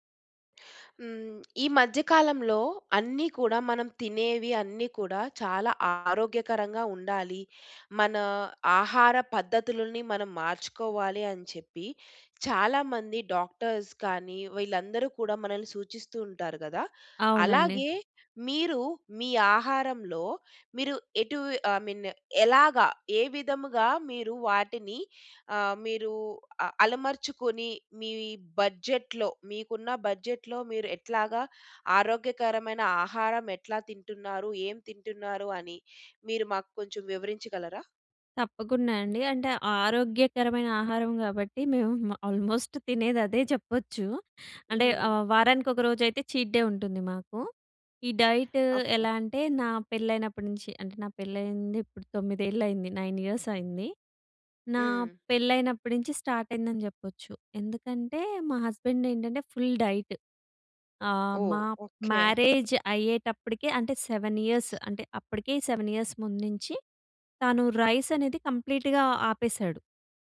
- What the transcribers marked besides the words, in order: in English: "డాక్టర్స్"; in English: "ఐ మీన్"; in English: "బడ్జెట్‌లో"; in English: "బడ్జెట్‌లో"; in English: "ఆల్మోస్ట్"; in English: "చీట్ డే"; in English: "డైట్"; in English: "స్టార్ట్"; in English: "హస్బెండ్"; in English: "ఫుల్ డైట్"; other background noise; in English: "మ్యారేజ్"; in English: "రైస్"; in English: "కంప్లీట్‌గా"
- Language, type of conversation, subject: Telugu, podcast, బడ్జెట్‌లో ఆరోగ్యకరంగా తినడానికి మీ సూచనలు ఏమిటి?